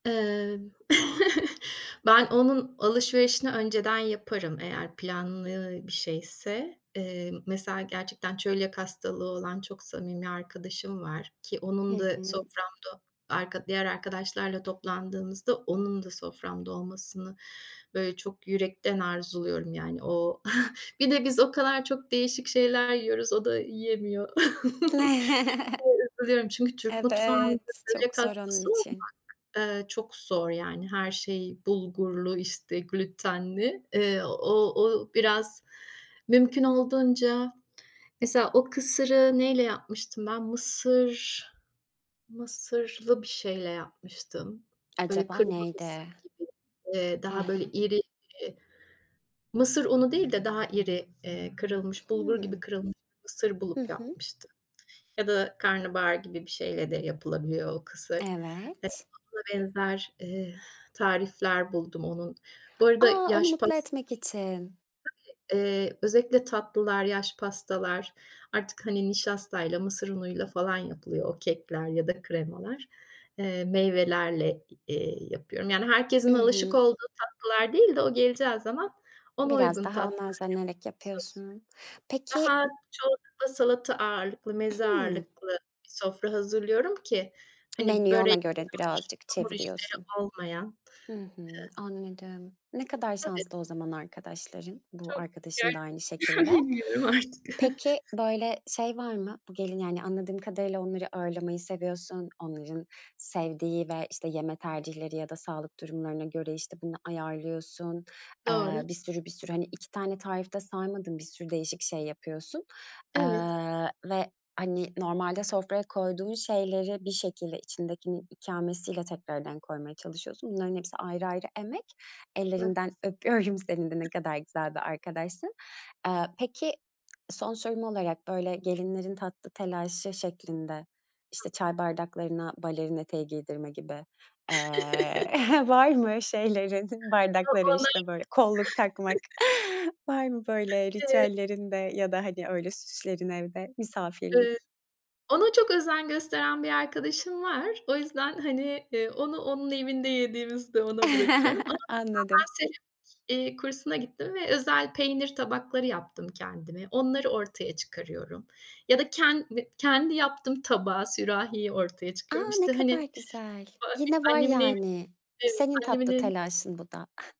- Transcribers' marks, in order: chuckle; other background noise; chuckle; chuckle; tapping; chuckle; unintelligible speech; unintelligible speech; laughing while speaking: "bilmiyorum artık"; chuckle; unintelligible speech; chuckle; chuckle; chuckle; unintelligible speech
- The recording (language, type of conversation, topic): Turkish, podcast, Misafir geldiğinde mutfakta hangi ritüeller canlanır?